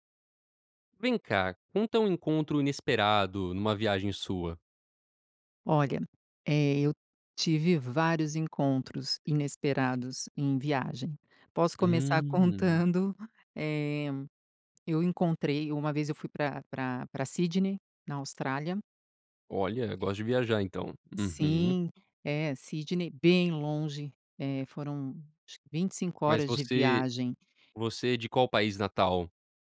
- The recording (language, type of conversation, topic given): Portuguese, podcast, Como foi o encontro inesperado que você teve durante uma viagem?
- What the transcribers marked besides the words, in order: tapping